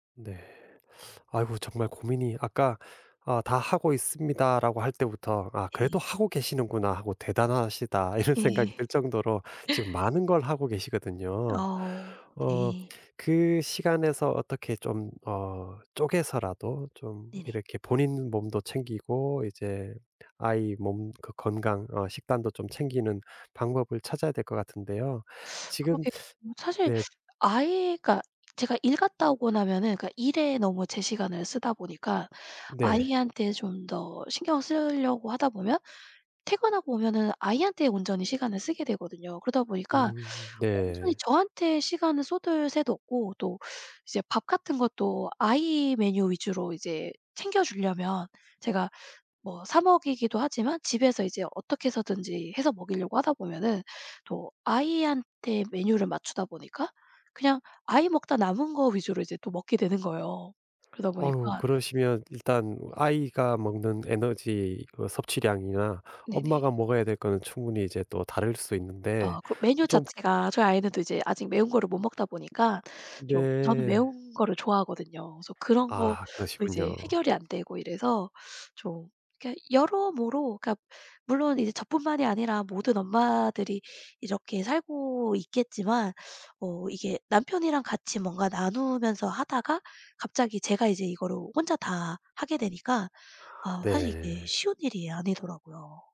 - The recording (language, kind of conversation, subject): Korean, advice, 번아웃으로 의욕이 사라져 일상 유지가 어려운 상태를 어떻게 느끼시나요?
- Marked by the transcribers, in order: laughing while speaking: "이런 생각이"